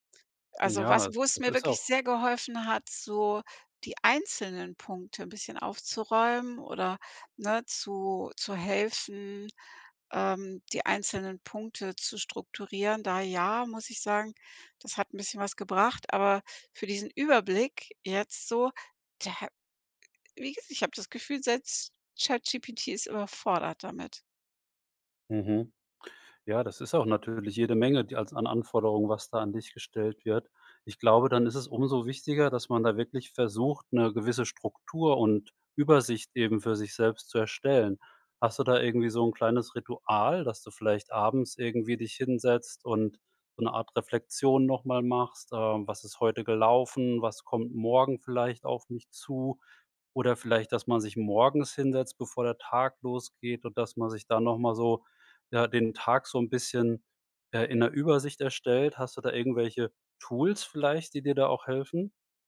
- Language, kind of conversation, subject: German, advice, Wie kann ich dringende und wichtige Aufgaben sinnvoll priorisieren?
- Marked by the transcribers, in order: none